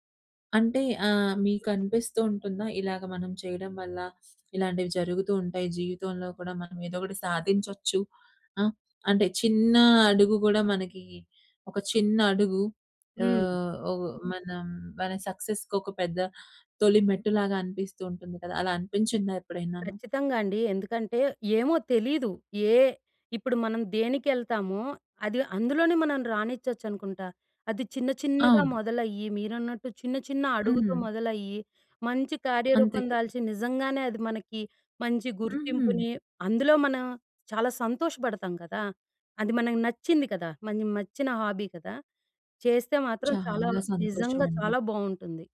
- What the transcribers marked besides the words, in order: in English: "సక్సెస్‌కి"; "మెచ్చిన" said as "మచ్చిన"
- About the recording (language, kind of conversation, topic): Telugu, podcast, పని, వ్యక్తిగత జీవితం రెండింటిని సమతుల్యం చేసుకుంటూ మీ హాబీకి సమయం ఎలా దొరకబెట్టుకుంటారు?